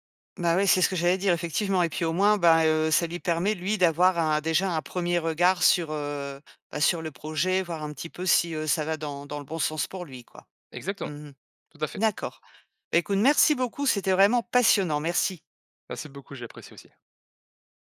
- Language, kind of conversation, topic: French, podcast, Quelle astuce pour éviter le gaspillage quand tu testes quelque chose ?
- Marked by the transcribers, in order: none